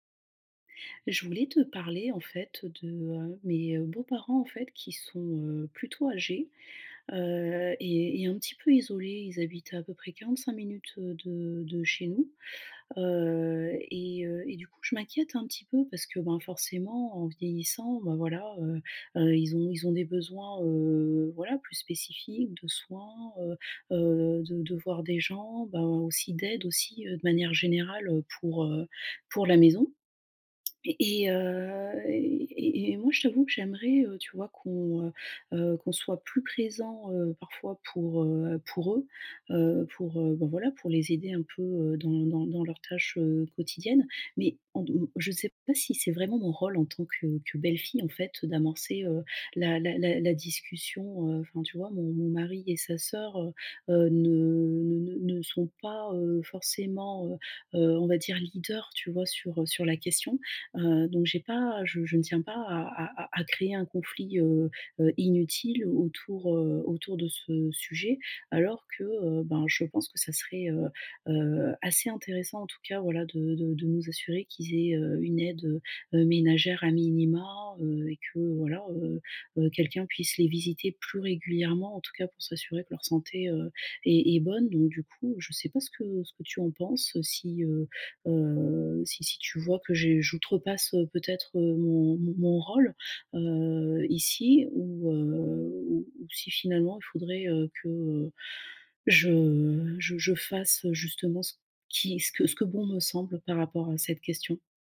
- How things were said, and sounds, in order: none
- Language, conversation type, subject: French, advice, Comment puis-je aider un parent âgé sans créer de conflits ?